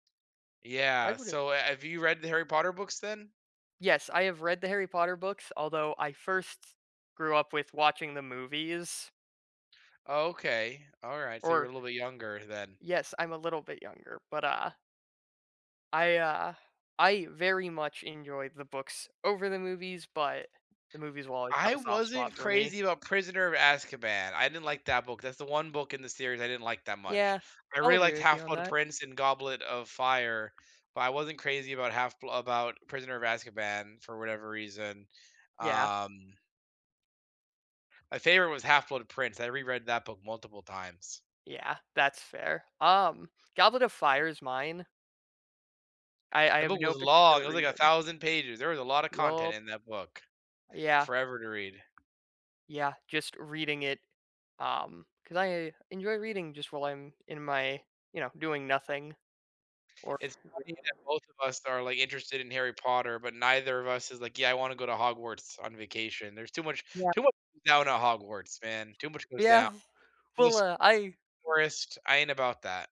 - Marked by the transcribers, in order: tapping; unintelligible speech; other background noise
- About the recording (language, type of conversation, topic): English, unstructured, If you could safely vacation in any fictional world, which would you choose and why?
- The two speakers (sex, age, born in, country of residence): male, 20-24, United States, United States; male, 30-34, United States, United States